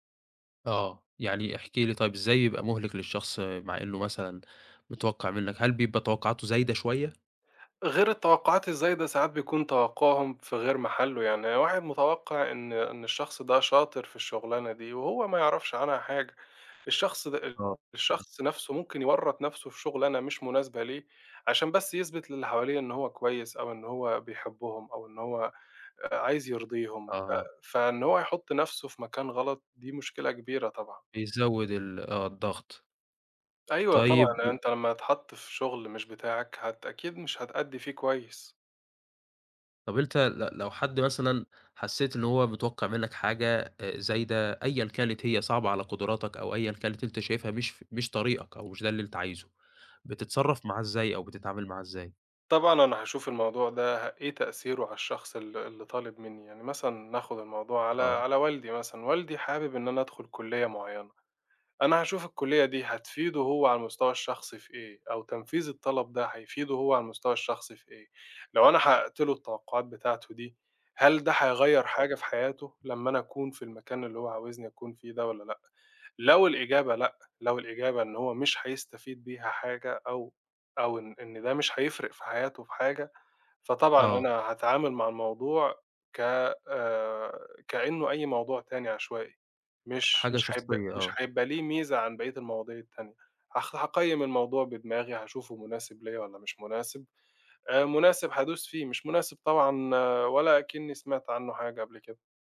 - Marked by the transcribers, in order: tapping
- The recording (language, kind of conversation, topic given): Arabic, podcast, إزاي بتتعامل مع ضغط توقعات الناس منك؟
- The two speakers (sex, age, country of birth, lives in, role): male, 20-24, Egypt, Egypt, host; male, 25-29, Egypt, Egypt, guest